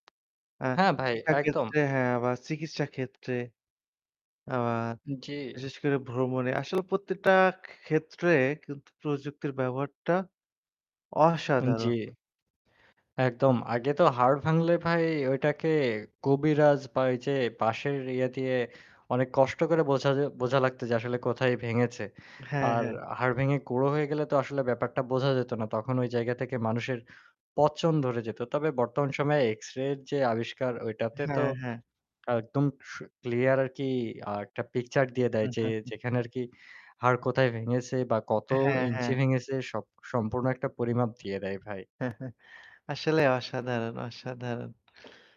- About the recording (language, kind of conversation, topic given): Bengali, unstructured, কোন প্রযুক্তিগত আবিষ্কার আপনাকে সবচেয়ে বেশি অবাক করেছে?
- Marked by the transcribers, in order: tapping; static; chuckle; chuckle